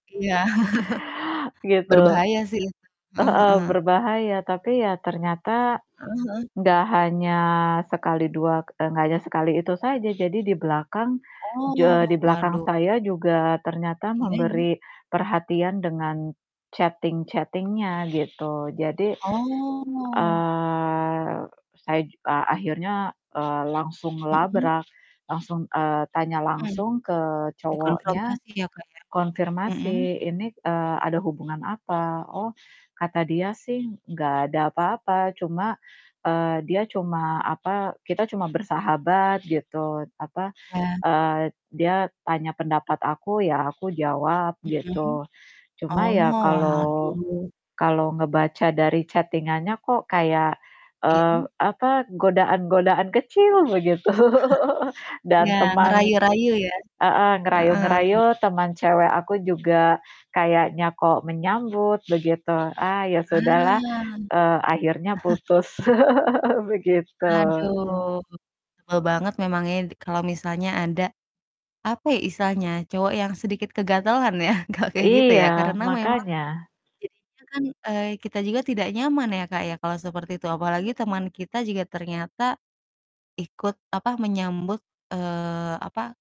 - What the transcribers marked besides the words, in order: chuckle; static; other background noise; in English: "chatting-chatting-nya"; drawn out: "Oh"; drawn out: "eee"; distorted speech; in English: "chatting-annya"; chuckle; laughing while speaking: "begitu"; drawn out: "Ah"; chuckle; laugh; chuckle
- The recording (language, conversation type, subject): Indonesian, unstructured, Apa tanda-tanda bahwa sebuah hubungan sudah tidak sehat?